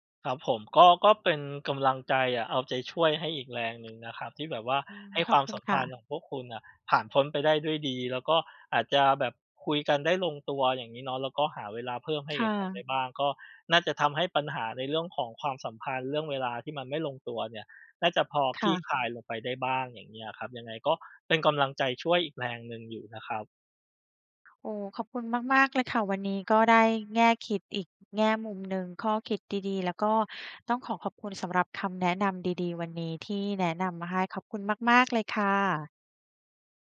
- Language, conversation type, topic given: Thai, advice, คุณจะจัดการความสัมพันธ์ที่ตึงเครียดเพราะไม่ลงตัวเรื่องเวลาอย่างไร?
- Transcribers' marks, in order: none